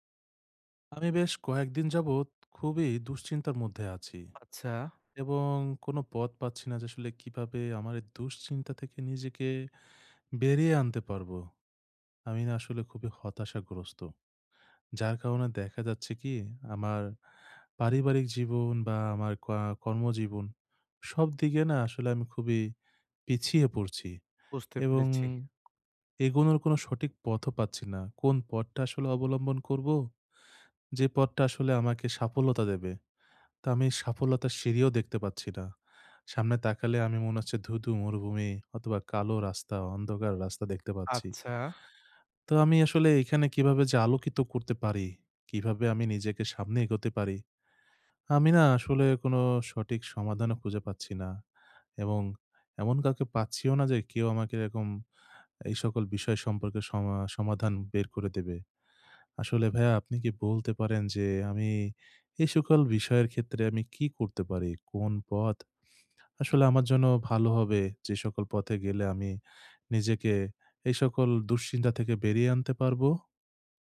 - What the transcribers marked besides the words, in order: tapping
- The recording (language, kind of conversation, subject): Bengali, advice, ব্যর্থতার ভয়ে চেষ্টা করা বন্ধ করা